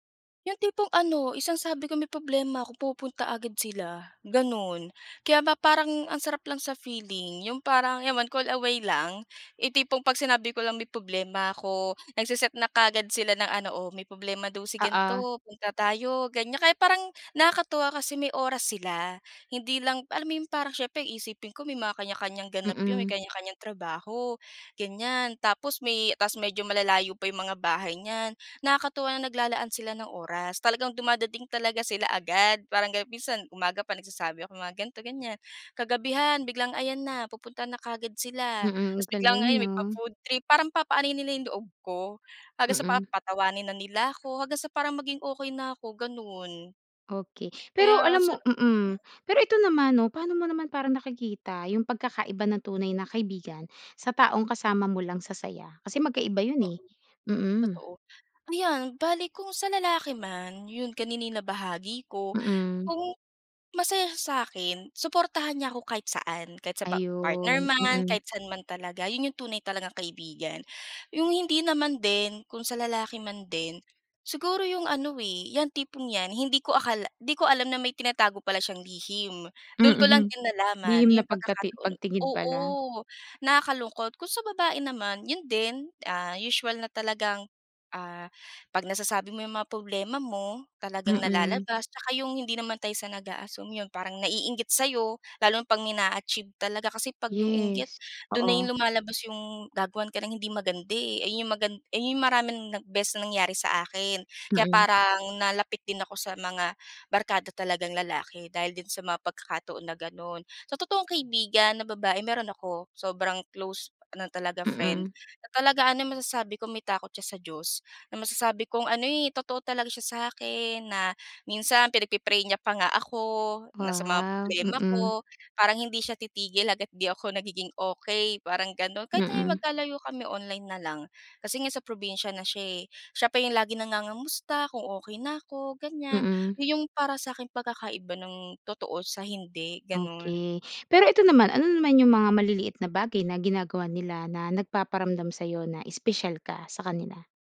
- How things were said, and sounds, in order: none
- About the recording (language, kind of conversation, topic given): Filipino, podcast, Paano mo malalaman kung nahanap mo na talaga ang tunay mong barkada?